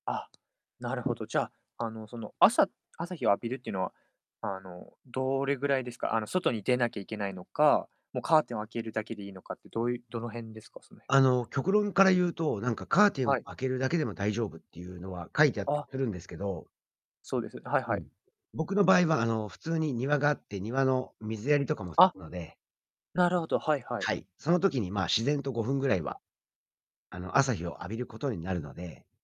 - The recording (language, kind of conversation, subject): Japanese, podcast, 睡眠の質を上げるために普段どんな工夫をしていますか？
- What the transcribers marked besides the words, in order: other background noise